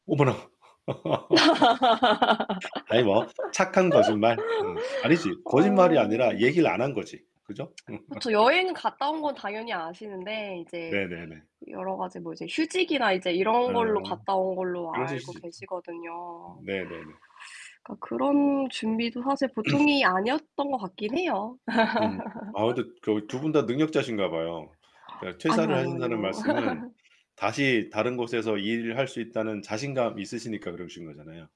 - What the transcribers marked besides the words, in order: laugh; other background noise; laugh; laugh; distorted speech; throat clearing; laugh; laugh
- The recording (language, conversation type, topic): Korean, unstructured, 미래의 나에게 어떤 선물을 주고 싶으신가요?